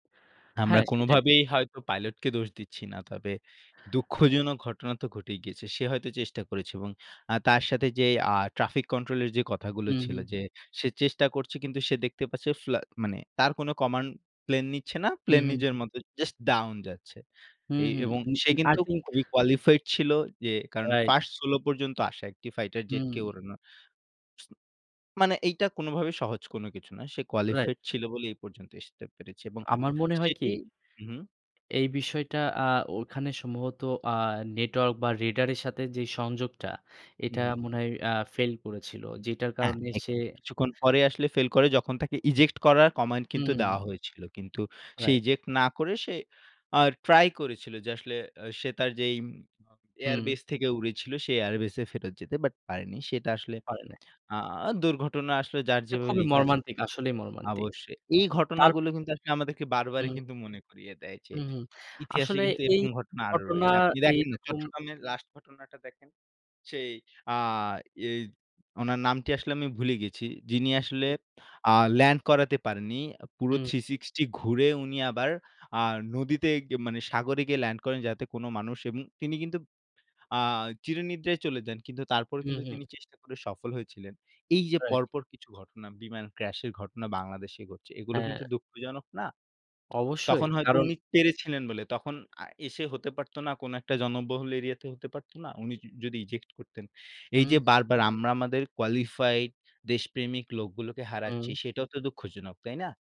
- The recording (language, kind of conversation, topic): Bengali, unstructured, আপনার মতে ইতিহাসের কোন ঘটনা সবচেয়ে দুঃখজনক?
- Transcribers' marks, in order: other background noise; "আসতে" said as "এসতে"; tapping